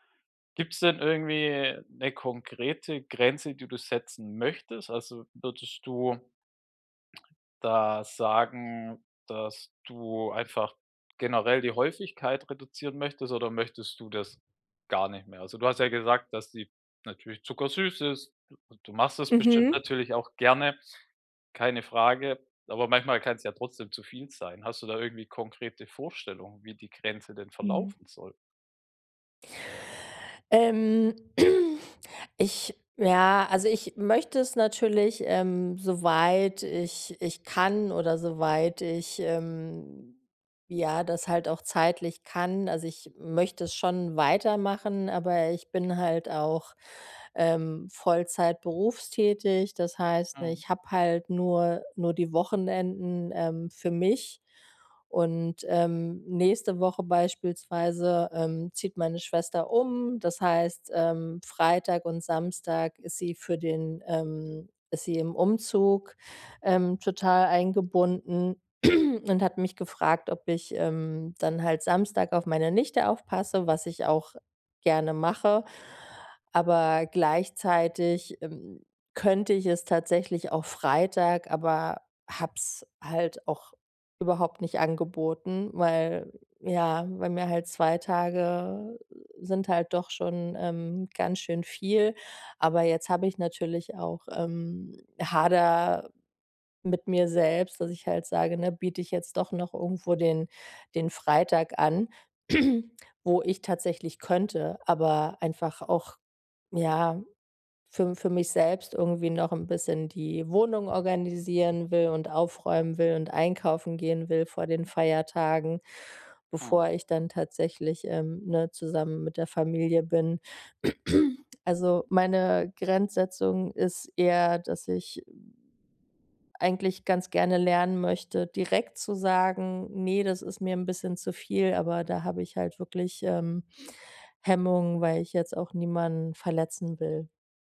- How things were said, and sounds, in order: stressed: "möchtest?"; throat clearing; throat clearing; throat clearing; throat clearing; other noise
- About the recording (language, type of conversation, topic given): German, advice, Wie kann ich bei der Pflege meiner alten Mutter Grenzen setzen, ohne mich schuldig zu fühlen?